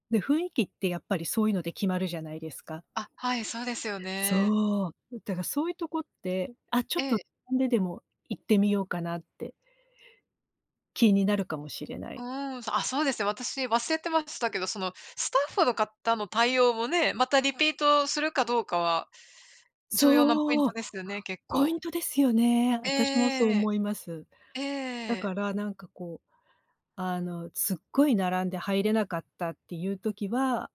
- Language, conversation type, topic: Japanese, unstructured, 新しいレストランを試すとき、どんな基準で選びますか？
- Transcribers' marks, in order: none